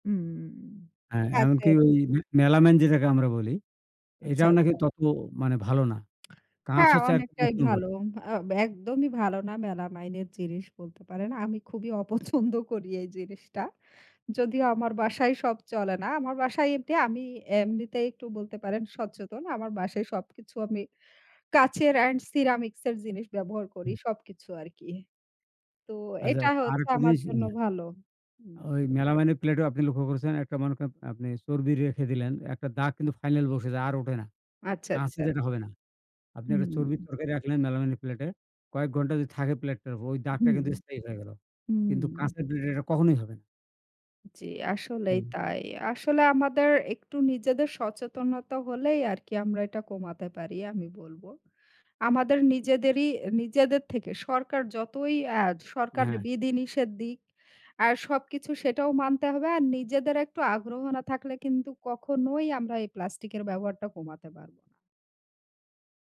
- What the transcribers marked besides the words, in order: other background noise; unintelligible speech; laughing while speaking: "অপছন্দ করি"; tapping
- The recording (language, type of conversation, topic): Bengali, unstructured, প্লাস্টিক দূষণ কেন এত বড় সমস্যা?